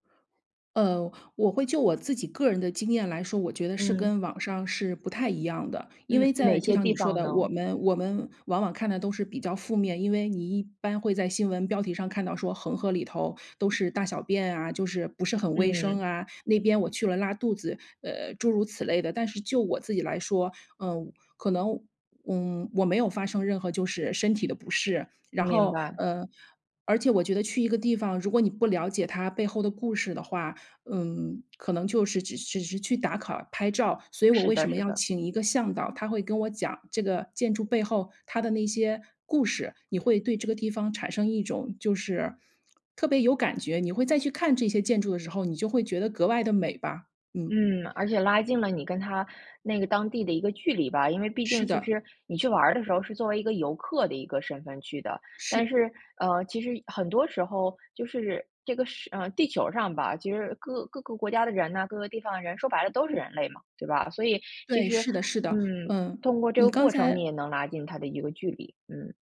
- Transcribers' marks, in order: none
- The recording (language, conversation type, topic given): Chinese, podcast, 有没有哪次经历让你特别难忘？